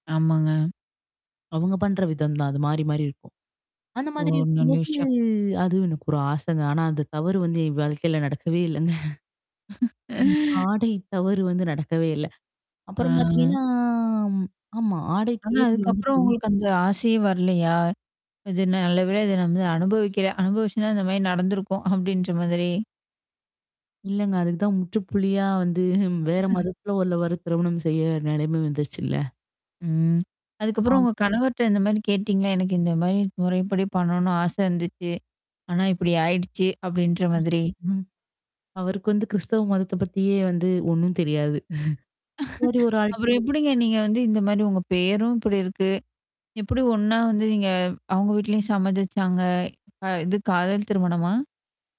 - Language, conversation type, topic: Tamil, podcast, உங்கள் ஆடையில் ஏற்பட்ட ஒரு சிக்கலான தருணத்தைப் பற்றி ஒரு கதையைப் பகிர முடியுமா?
- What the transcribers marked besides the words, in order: static; chuckle; distorted speech; drawn out: "பார்த்தீங்கன்னா"; other background noise; unintelligible speech; laughing while speaking: "அப்டின்ற மாதிரி"; chuckle; other noise; chuckle